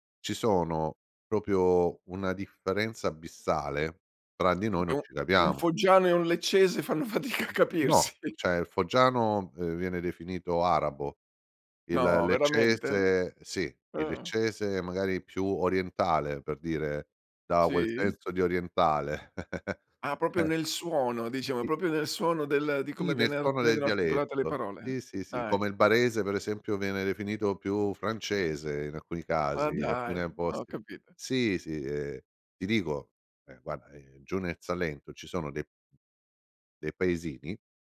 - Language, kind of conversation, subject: Italian, podcast, Che ruolo ha il dialetto nella tua identità?
- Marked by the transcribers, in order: "proprio" said as "propio"; other background noise; tapping; laughing while speaking: "fatica a capirsi"; "cioè" said as "ceh"; laughing while speaking: "orientale"; "proprio" said as "popio"; chuckle; "proprio" said as "propio"